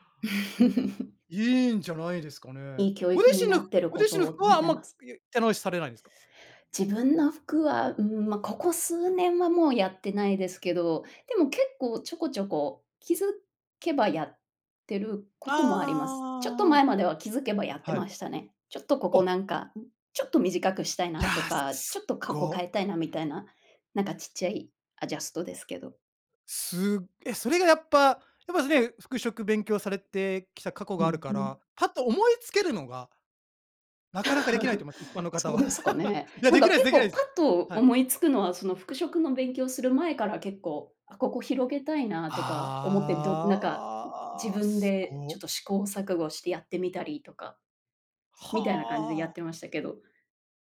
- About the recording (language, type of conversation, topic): Japanese, podcast, 最近ハマっている趣味は何ですか？
- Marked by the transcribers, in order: laugh; in English: "アジャスト"; laugh